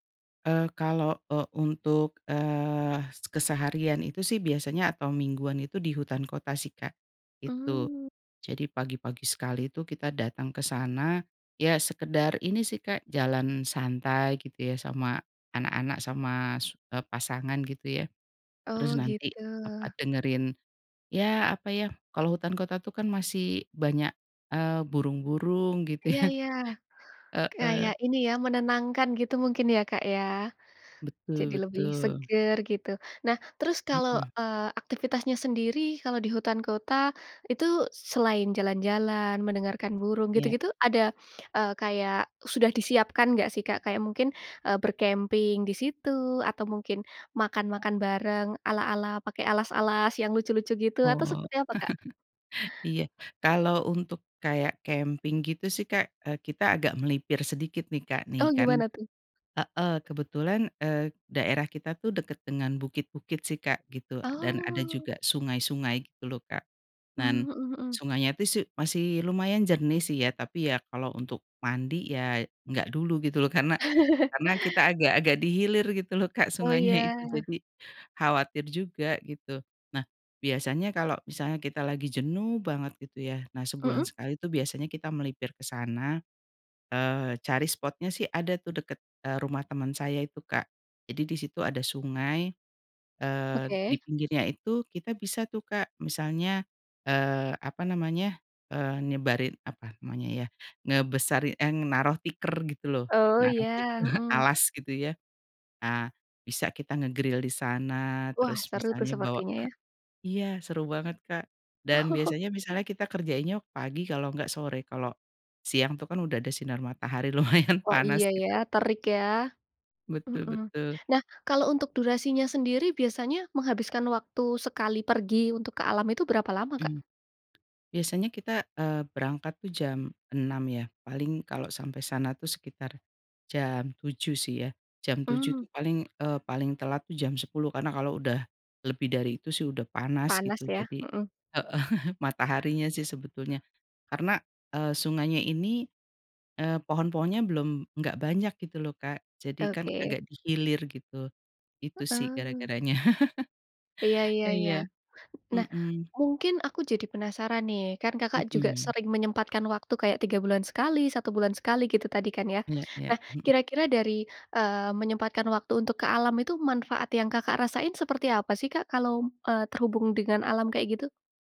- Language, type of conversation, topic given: Indonesian, podcast, Mengapa orang perlu terhubung dengan alam?
- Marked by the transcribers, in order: laughing while speaking: "ya"; in English: "ber-camping"; chuckle; in English: "camping"; other background noise; chuckle; chuckle; in English: "nge-grill"; chuckle; laughing while speaking: "Oh"; laughing while speaking: "lumayan"; tapping; chuckle; chuckle